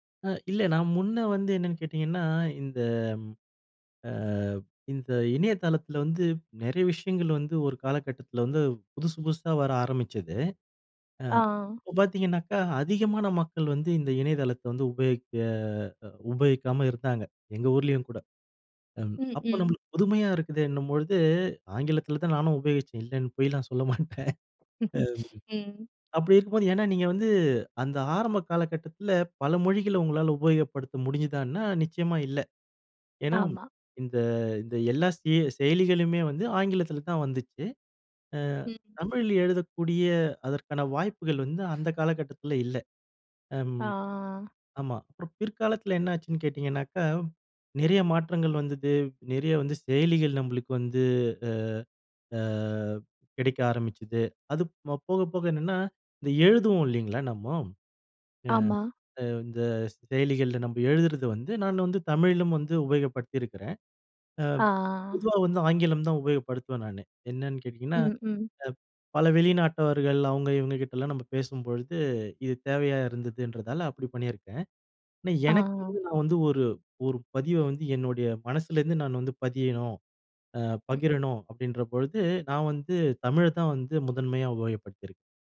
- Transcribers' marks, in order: laughing while speaking: "ஆங்கிலத்தில தான் நானும் உபயோகிச்சேன் இல்லைன்னு பொய்லாம் சொல்ல மாட்டேன்"; chuckle
- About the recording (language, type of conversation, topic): Tamil, podcast, தாய்மொழி உங்கள் அடையாளத்திற்கு எவ்வளவு முக்கியமானது?